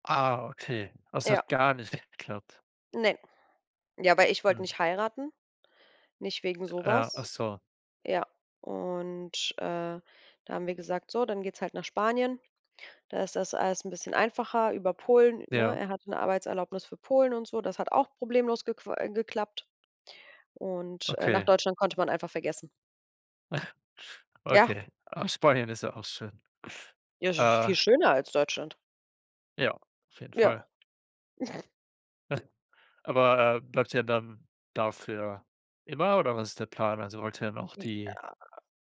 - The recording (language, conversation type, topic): German, unstructured, Wie verändert sich die Familie im Laufe der Zeit?
- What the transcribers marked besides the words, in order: drawn out: "und"; snort; snort; drawn out: "Ja"